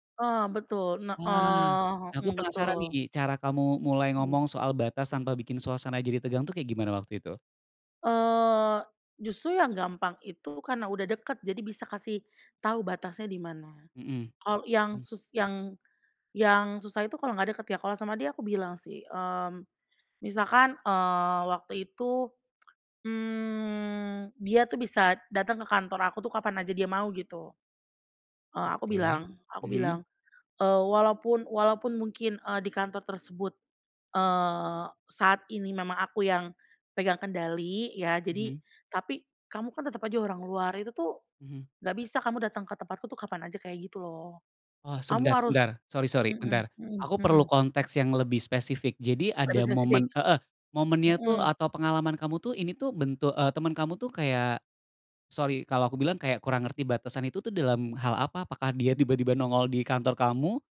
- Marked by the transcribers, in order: tsk
- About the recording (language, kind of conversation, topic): Indonesian, podcast, Bagaimana kamu bisa menegaskan batasan tanpa membuat orang lain tersinggung?